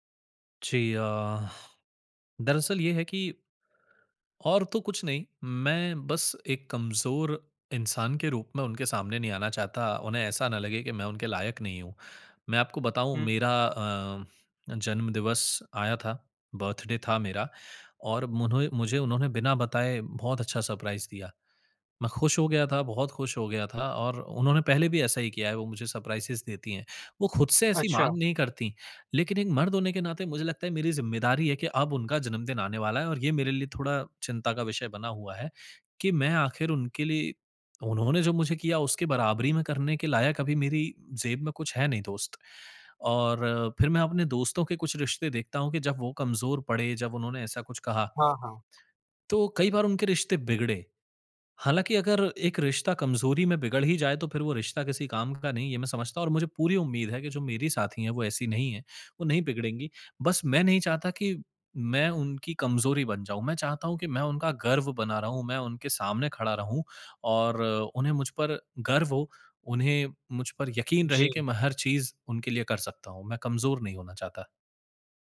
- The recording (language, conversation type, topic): Hindi, advice, आप कब दोस्तों या अपने साथी के सामने अपनी सीमाएँ नहीं बता पाते हैं?
- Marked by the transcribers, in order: in English: "बर्थडे"; in English: "सरप्राइज़"; in English: "सरप्राइसेस"